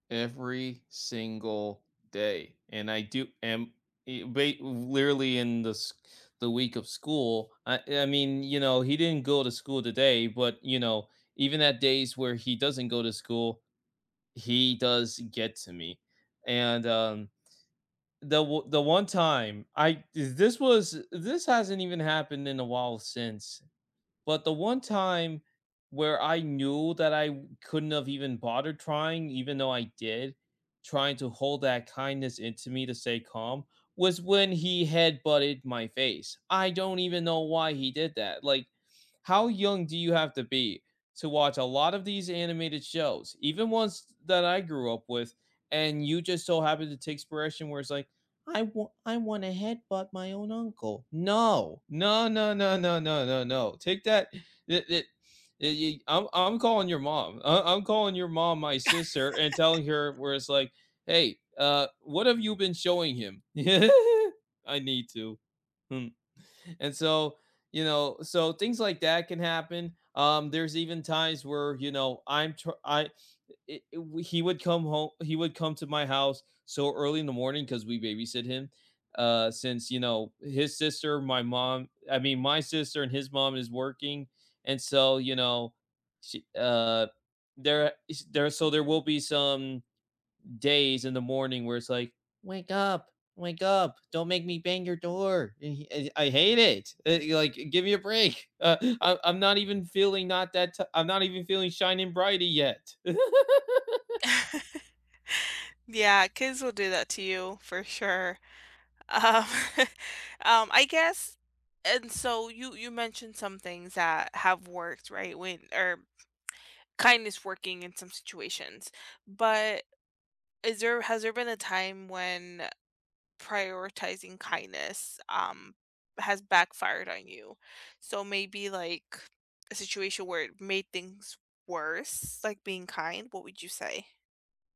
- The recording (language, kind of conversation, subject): English, unstructured, How do you navigate conflict without losing kindness?
- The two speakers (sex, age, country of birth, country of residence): female, 25-29, United States, United States; male, 20-24, United States, United States
- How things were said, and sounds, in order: put-on voice: "I wa I wanna headbutt my own uncle"; chuckle; laugh; put-on voice: "Wake up, wake up, don't make me bang your door"; chuckle; laugh; other background noise; tapping; laughing while speaking: "um"; chuckle